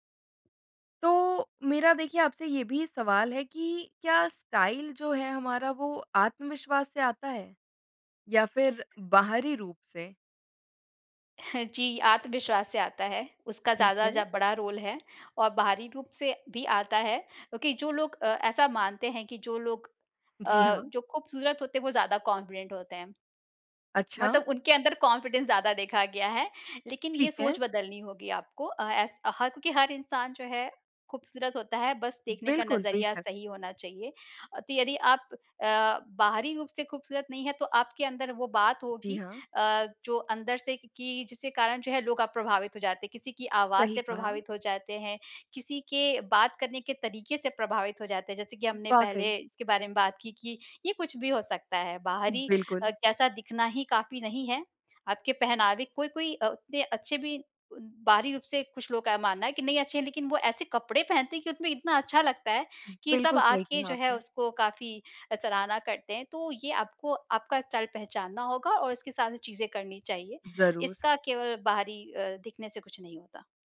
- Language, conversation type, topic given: Hindi, podcast, आपके लिए ‘असली’ शैली का क्या अर्थ है?
- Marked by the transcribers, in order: in English: "स्टाइल"; tapping; chuckle; other background noise; in English: "रोल"; in English: "कॉन्फिडेंट"; in English: "कॉन्फिडेंस"; in English: "स्टाइल"